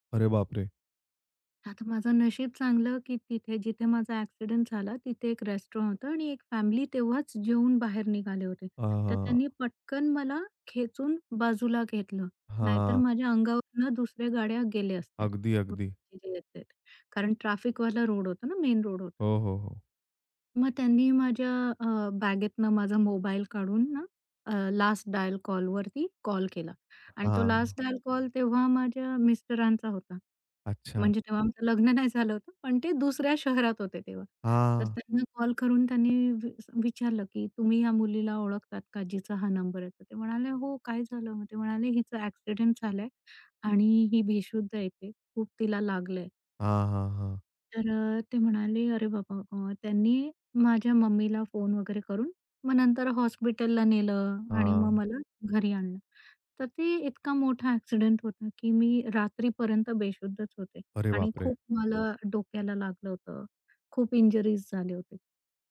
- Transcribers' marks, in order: afraid: "अरे बापरे!"; tapping; in English: "रेस्टॉरंट"; unintelligible speech; in English: "मेन"; other background noise
- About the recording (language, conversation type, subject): Marathi, podcast, जखम किंवा आजारानंतर स्वतःची काळजी तुम्ही कशी घेता?